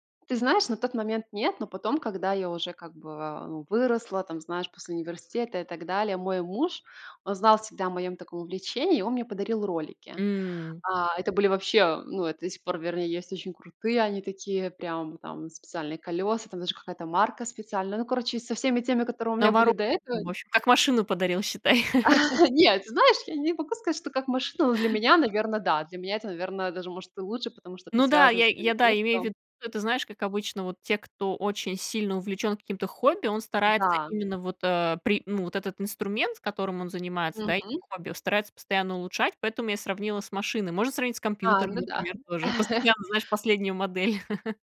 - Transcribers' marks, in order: chuckle; laugh; chuckle; laugh
- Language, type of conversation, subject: Russian, podcast, Что из ваших детских увлечений осталось с вами до сих пор?